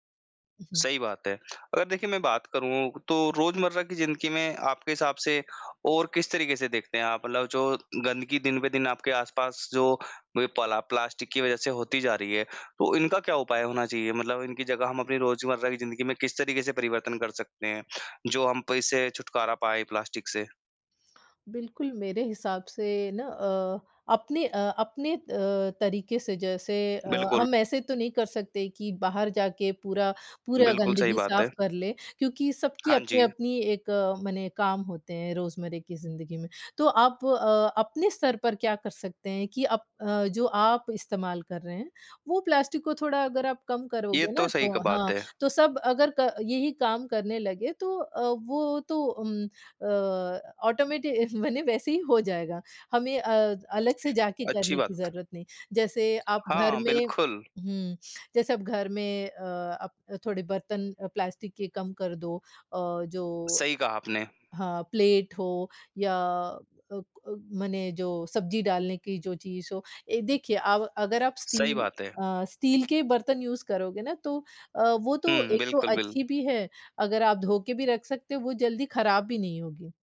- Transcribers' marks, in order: tapping; other background noise; in English: "यूज़"
- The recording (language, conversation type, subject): Hindi, podcast, प्लास्टिक के उपयोग के बारे में आपका क्या विचार है?